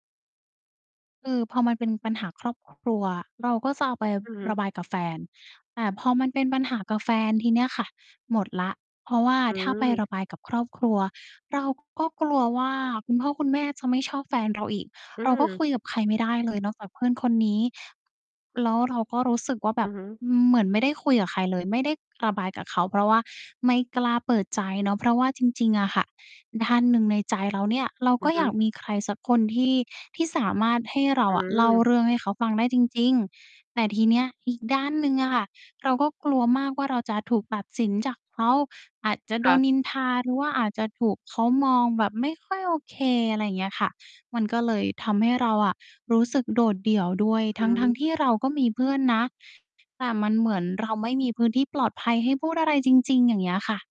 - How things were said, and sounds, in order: tapping; distorted speech
- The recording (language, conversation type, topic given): Thai, advice, ฉันควรบอกเพื่อนเรื่องความรู้สึกของฉันยังไงดี?